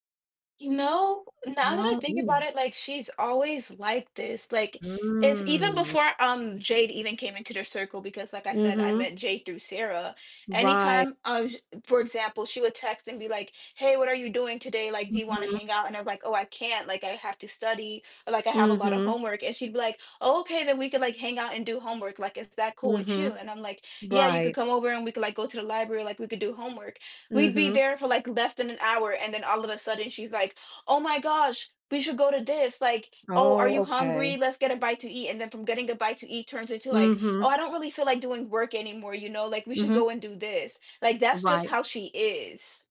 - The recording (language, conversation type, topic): English, advice, How can I improve my work-life balance?
- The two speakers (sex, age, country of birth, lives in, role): female, 20-24, United States, United States, user; female, 35-39, United States, United States, advisor
- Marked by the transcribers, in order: tapping; drawn out: "Mm"